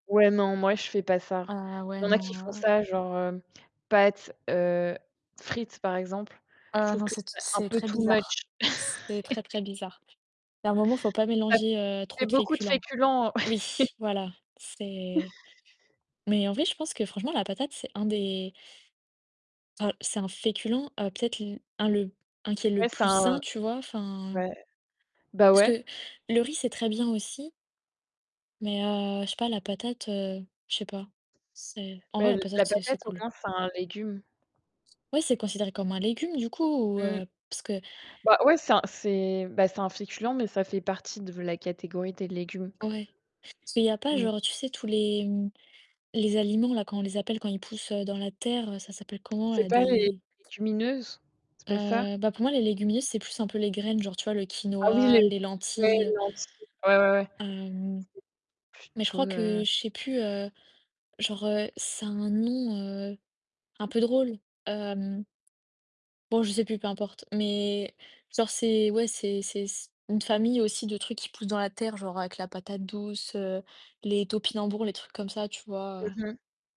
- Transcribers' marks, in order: distorted speech; stressed: "frites"; in English: "too much"; laugh; chuckle; stressed: "féculent"; other background noise; stressed: "terre"; tapping
- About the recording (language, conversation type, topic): French, unstructured, Quels sont vos plats préférés, et pourquoi les aimez-vous autant ?